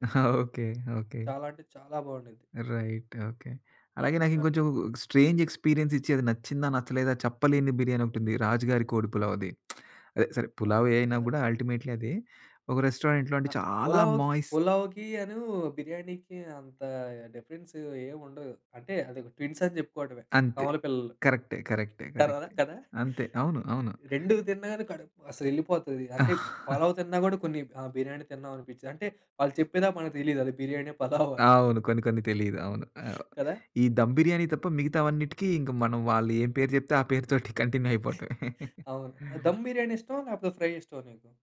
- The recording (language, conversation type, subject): Telugu, podcast, మీ పట్టణంలో మీకు చాలా ఇష్టమైన స్థానిక వంటకం గురించి చెప్పగలరా?
- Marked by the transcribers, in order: giggle; in English: "రైట్"; in English: "స్ట్రేంజ్ ఎక్స్‌పీరియన్స్"; lip smack; in English: "అల్టిమేట్లీ"; in English: "రెస్టారెంట్‌లో"; in English: "డిఫరెన్స్"; in English: "ట్విన్స్"; giggle; giggle; in English: "కంటిన్యూ"; chuckle; in English: "ఫ్రై"